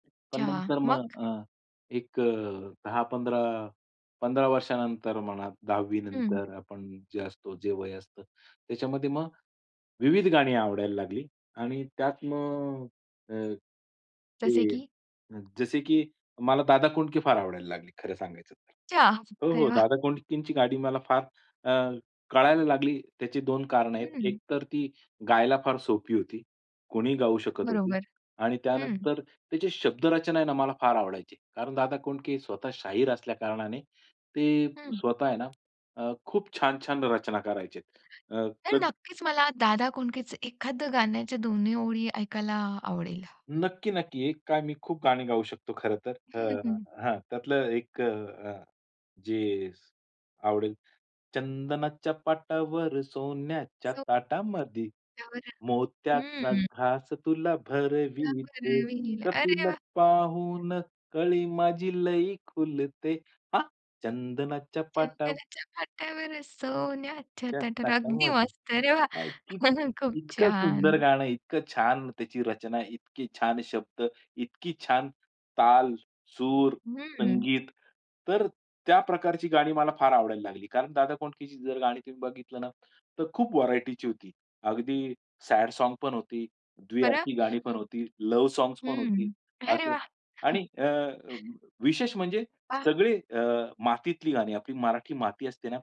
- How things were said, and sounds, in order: other noise; tapping; unintelligible speech; singing: "चंदनाच्या पाटावर सोन्याच्या ताटामधी, मोत्याचा … हां. चंदनाच्या पाटावर"; unintelligible speech; other background noise; singing: "चंदनाच्या पाटावर, सोन्याच्या तटामध्ये"; singing: "सोन्याच्या ताटामधी"; laughing while speaking: "अरे वा! खूप छान"; in English: "सॅड सॉंग्स"; in English: "लव्ह सॉंग"; chuckle
- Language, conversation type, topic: Marathi, podcast, तुमच्या संगीताच्या आवडीत नेमका कधी मोठा बदल झाला?